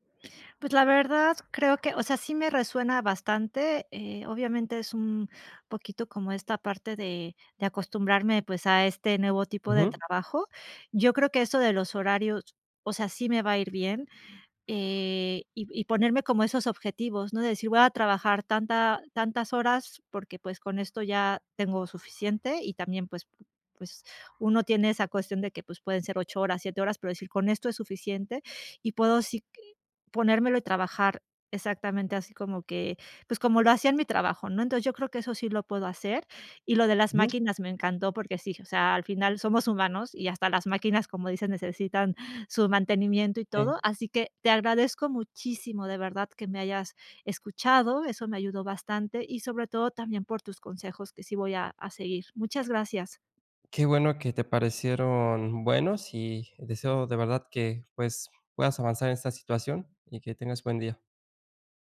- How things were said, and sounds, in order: other background noise
- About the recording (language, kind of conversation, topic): Spanish, advice, ¿Cómo puedo dejar de sentir culpa cuando no hago cosas productivas?